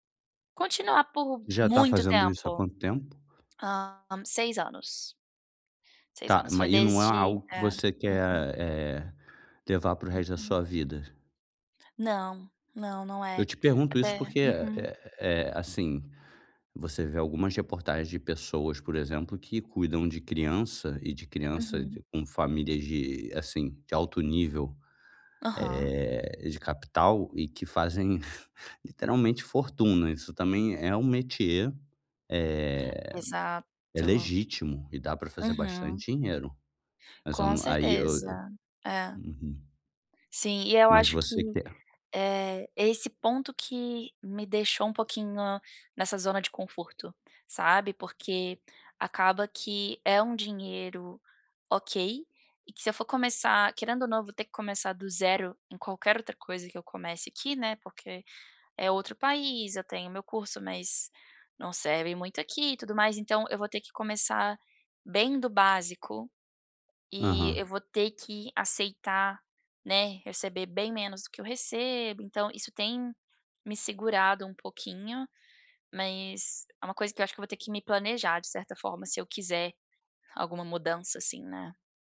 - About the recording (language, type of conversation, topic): Portuguese, advice, Como posso encontrar tempo para as minhas paixões numa agenda ocupada?
- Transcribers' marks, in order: tapping; chuckle; other background noise